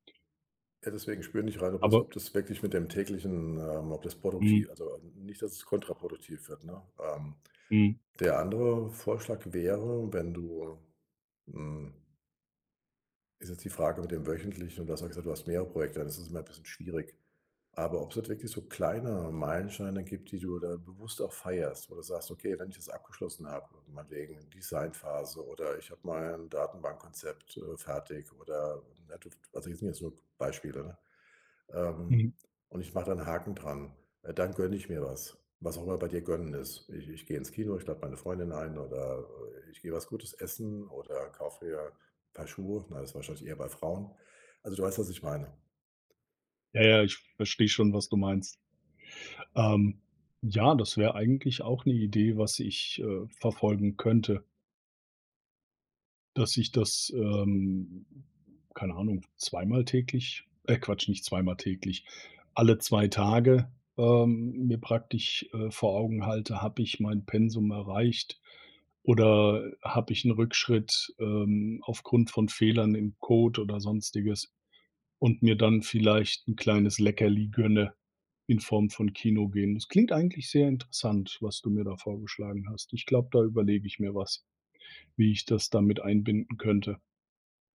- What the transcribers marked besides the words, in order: none
- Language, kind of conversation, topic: German, advice, Wie kann ich Fortschritte bei gesunden Gewohnheiten besser erkennen?